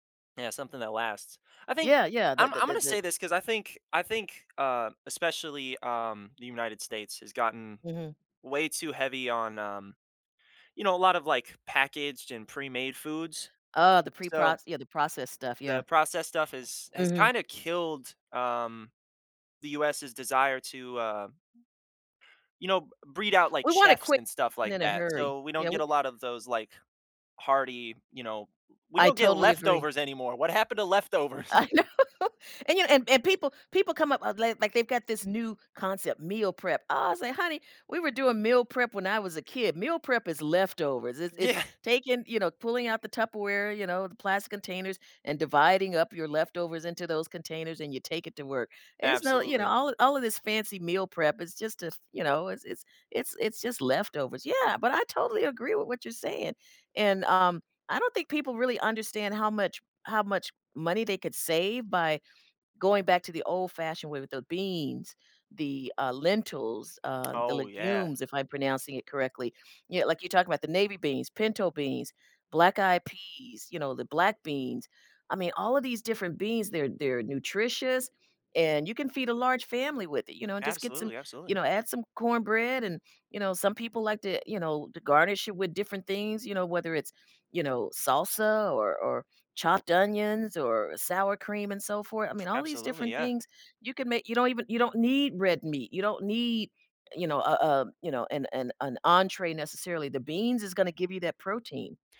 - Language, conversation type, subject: English, unstructured, What is your favorite comfort food, and why?
- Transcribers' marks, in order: tapping; laughing while speaking: "I know"; chuckle; laughing while speaking: "Yeah"; other background noise